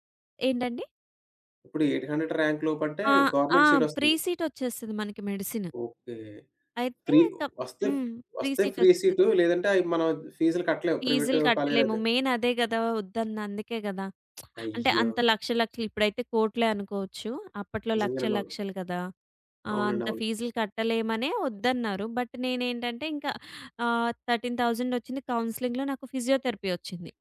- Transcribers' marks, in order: in English: "ఎయిట్ హండ్రెడ్"; in English: "ఫ్రీ సీట్"; in English: "మెడిసిన్"; in English: "ఫ్రీ"; in English: "ఫ్రీ"; in English: "ఫ్రీ సీట్"; in English: "ప్రైవేట్ కాలేజ్‌లో"; in English: "మెయిన్"; lip smack; in English: "బట్"; in English: "థర్టీన్ థౌసండ్"; in English: "కౌన్సెలింగ్‌లో"; in English: "ఫిజియోథెరపీ"
- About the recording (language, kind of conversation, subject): Telugu, podcast, మీ పనిపై మీరు గర్వపడేలా చేసిన ఒక సందర్భాన్ని చెప్పగలరా?